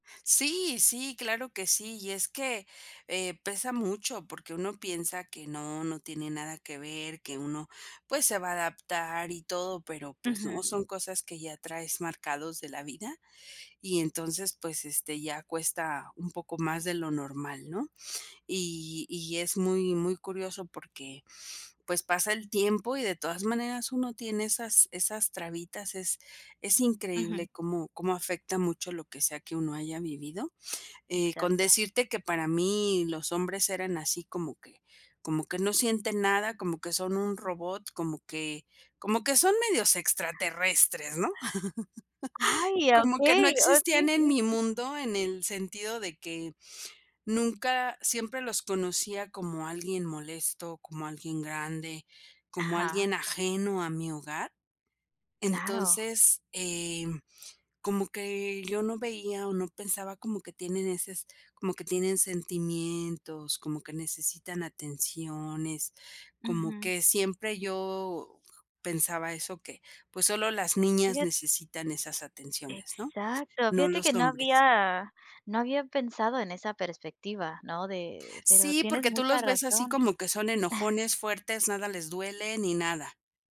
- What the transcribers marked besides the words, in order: other background noise; laugh; other noise
- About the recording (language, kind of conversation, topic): Spanish, podcast, ¿Cómo crees que tu infancia ha influido en tus relaciones actuales?